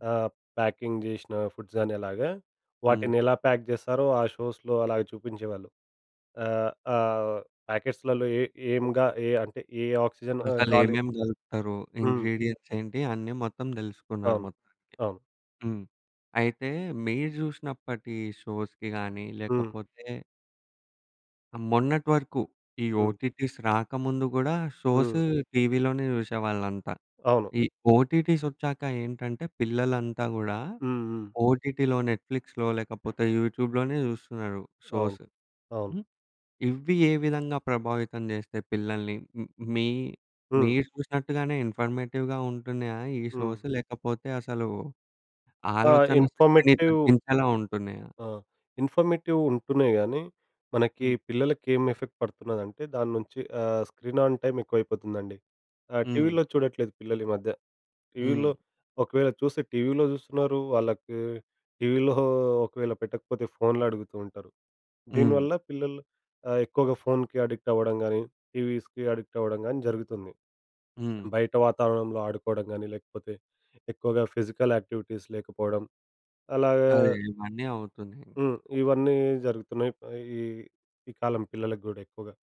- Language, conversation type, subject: Telugu, podcast, చిన్నప్పుడు మీరు చూసిన కార్టూన్లు మీ ఆలోచనలను ఎలా మార్చాయి?
- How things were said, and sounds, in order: in English: "ప్యాకింగ్"; in English: "ఫుడ్స్"; in English: "ప్యాక్"; in English: "షోస్‌లో"; in English: "ప్యాకెట్స్‌లలో"; in English: "ఆక్సిజన్"; in English: "ఇంగ్రీడియెంట్స్"; in English: "షోస్‌కి"; in English: "ఓటీటీస్"; in English: "ఓటీటీలో, నెట్‌ఫ్లిక్స్‌లో"; in English: "యూట్యూబ్‌లోనే"; in English: "షోస్"; in English: "ఇన్ఫర్మేటివ్‌గా"; in English: "షోస్"; in English: "ఇన్ఫర్మేటివ్"; in English: "ఇన్ఫర్మేటివ్"; in English: "ఎఫెక్ట్"; in English: "స్క్రీన్ ఆన్ టైమ్"; in English: "అడిక్ట్"; in English: "టీవీస్‌కీ అడిక్ట్"; in English: "ఫిజికల్ యాక్టివిటీస్"